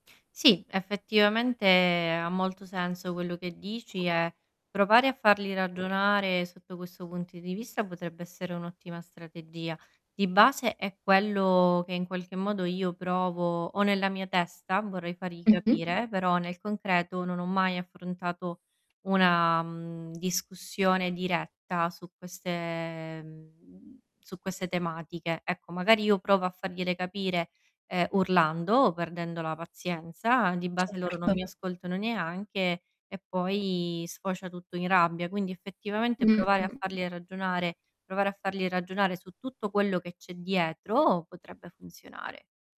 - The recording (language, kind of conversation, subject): Italian, advice, Come posso gestire i conflitti familiari senza arrabbiarmi?
- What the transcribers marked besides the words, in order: static; other background noise; tapping; distorted speech; drawn out: "queste"